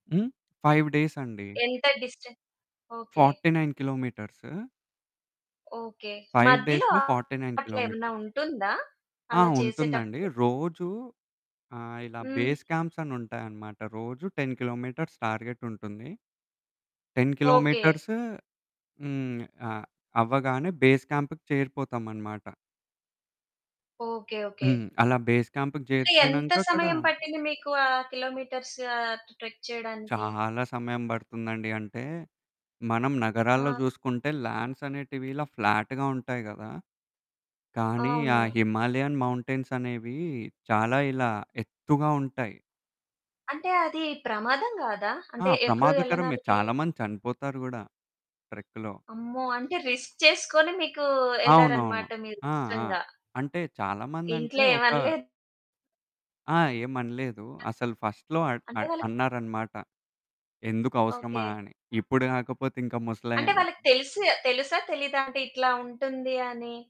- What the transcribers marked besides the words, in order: in English: "ఫైవ్"; in English: "ఫార్టీ నైన్ కిలోమీటర్స్"; static; in English: "ఫైవ్ డేస్‌లో, ఫార్టీ నైన్ కిలోమీటర్స్"; distorted speech; in English: "బేస్ క్యాంప్స్"; other background noise; in English: "టెన్ కిలోమీటర్స్ టార్గెట్"; in English: "టెన్ కిలోమీటర్స్"; in English: "బేస్ క్యాంప్‌కి"; in English: "బేస్ క్యాంప్‌కి"; in English: "కిలోమీటర్స్"; in English: "టు ట్రెక్"; in English: "ల్యాండ్స్"; in English: "ఫ్లాట్‌గా"; in English: "హిమాలయన్ మౌంటైన్స్"; in English: "ట్రెక్‌లో"; in English: "రిస్క్"; in English: "ఫస్ట్‌లో"; horn
- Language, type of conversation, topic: Telugu, podcast, ఒక ట్రెక్కింగ్ సమయంలో మీరు నేర్చుకున్న అత్యంత విలువైన పాఠం ఏమిటి?
- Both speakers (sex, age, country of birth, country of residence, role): female, 30-34, India, India, host; male, 20-24, India, India, guest